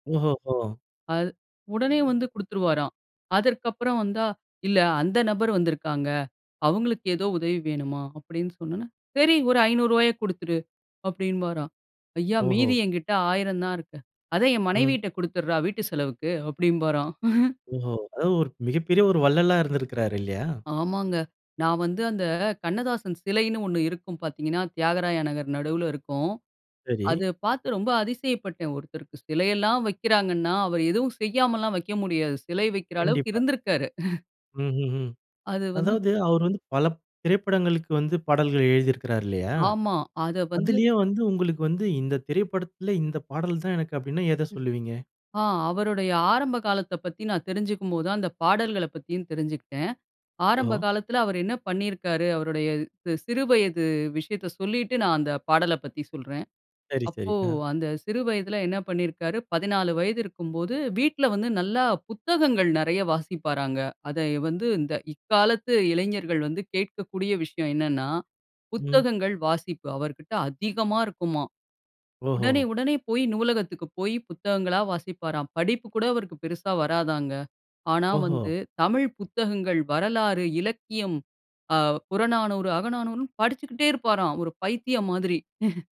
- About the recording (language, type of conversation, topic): Tamil, podcast, படம், பாடல் அல்லது ஒரு சம்பவம் மூலம் ஒரு புகழ்பெற்றவர் உங்கள் வாழ்க்கையை எப்படிப் பாதித்தார்?
- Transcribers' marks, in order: chuckle; chuckle; surprised: "புத்தகங்கள் வாசிப்பு அவர்கிட்ட அதிகமா இருக்குமாம்"; laugh